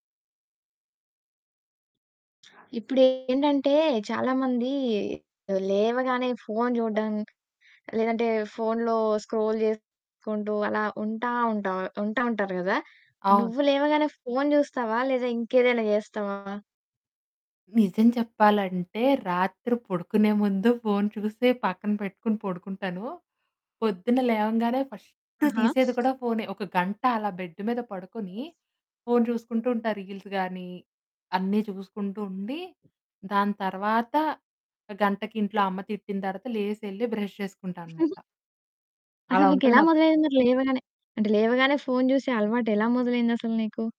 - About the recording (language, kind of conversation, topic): Telugu, podcast, లేచిన వెంటనే మీరు ఫోన్ చూస్తారా?
- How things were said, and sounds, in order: distorted speech; in English: "స్క్రోల్"; in English: "ఫస్ట్"; other background noise; in English: "రీల్స్"; in English: "బ్రష్"; giggle